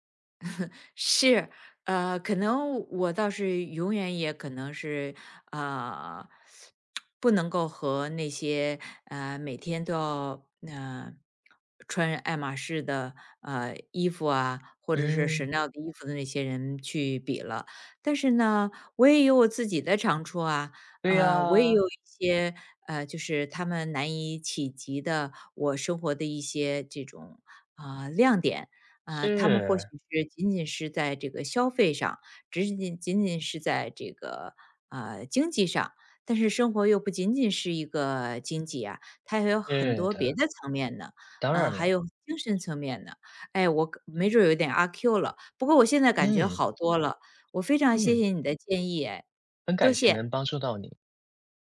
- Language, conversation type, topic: Chinese, advice, 社交媒体上频繁看到他人炫耀奢华生活时，为什么容易让人产生攀比心理？
- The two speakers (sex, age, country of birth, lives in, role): female, 60-64, China, United States, user; male, 20-24, China, United States, advisor
- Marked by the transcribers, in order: chuckle; teeth sucking; tapping